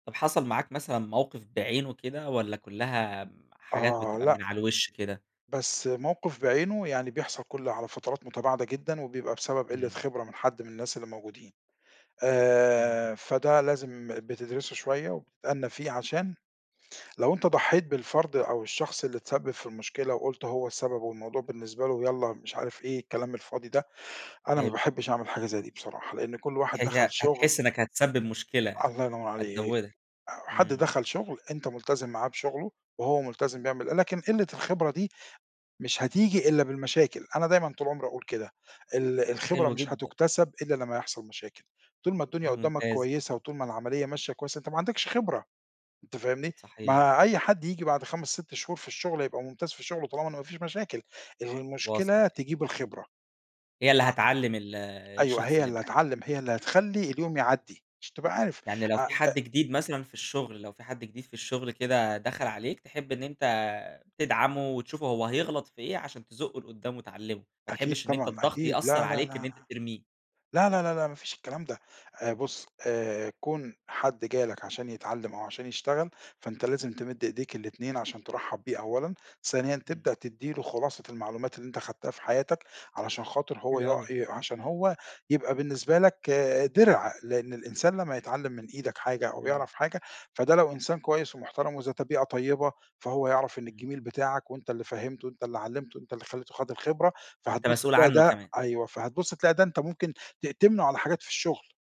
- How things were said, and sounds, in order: other background noise
- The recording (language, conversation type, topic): Arabic, podcast, إزاي بتتعامل مع ضغط الشغل اليومي؟